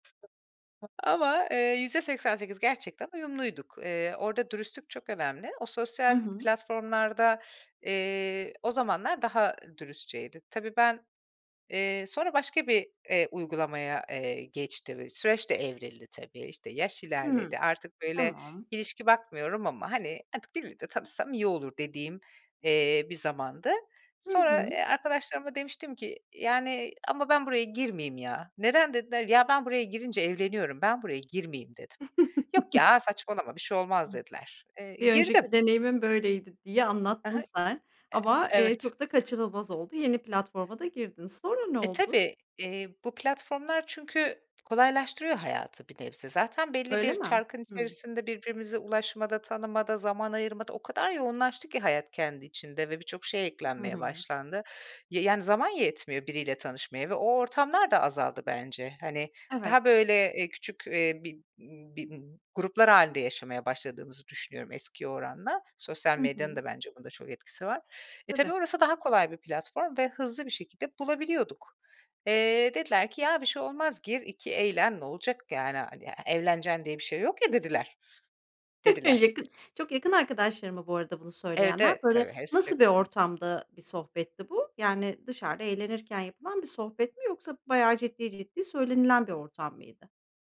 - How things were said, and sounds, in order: other background noise; chuckle; tapping; chuckle
- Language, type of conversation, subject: Turkish, podcast, Sence sosyal medyada dürüst olmak, gerçek hayatta dürüst olmaktan farklı mı?